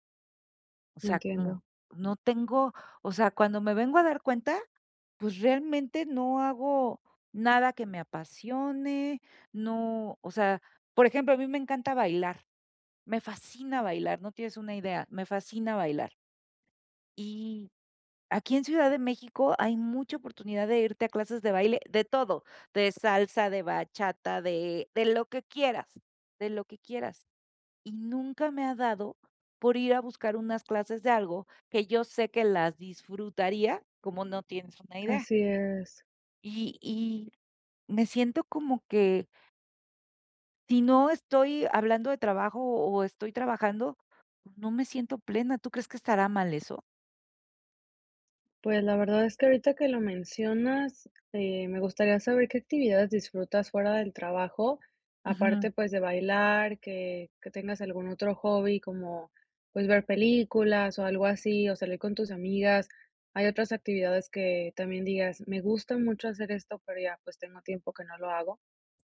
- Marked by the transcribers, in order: other background noise
- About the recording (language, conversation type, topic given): Spanish, advice, ¿Cómo puedo encontrar un propósito fuera del trabajo?